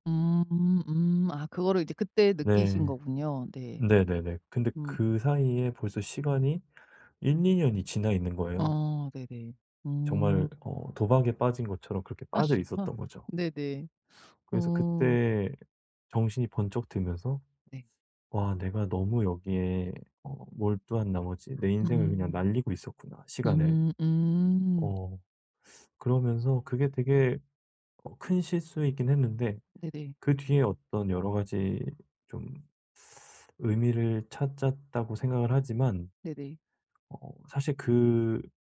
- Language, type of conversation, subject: Korean, advice, 실수를 배움으로 바꾸고 다시 도전하려면 어떻게 해야 할까요?
- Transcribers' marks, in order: laughing while speaking: "아 어"; other background noise; tapping